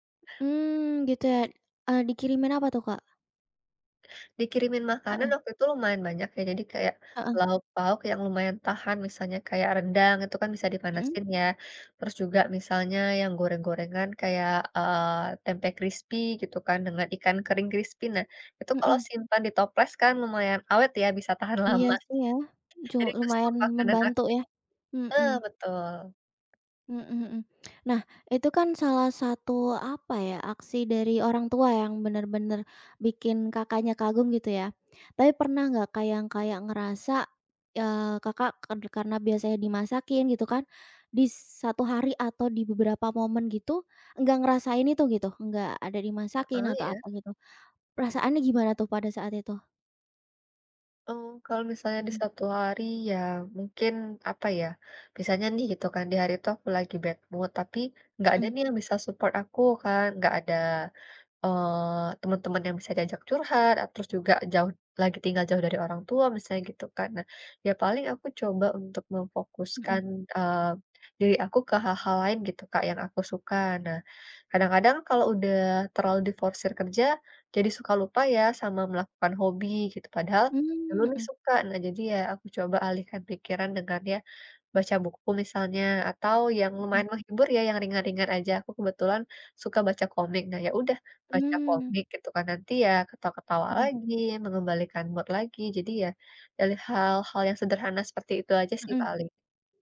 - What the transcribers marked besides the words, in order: tapping; laughing while speaking: "tahan lama"; in English: "bad mood"; in English: "support"; in English: "mood"
- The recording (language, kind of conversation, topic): Indonesian, podcast, Hal kecil apa yang bikin kamu bersyukur tiap hari?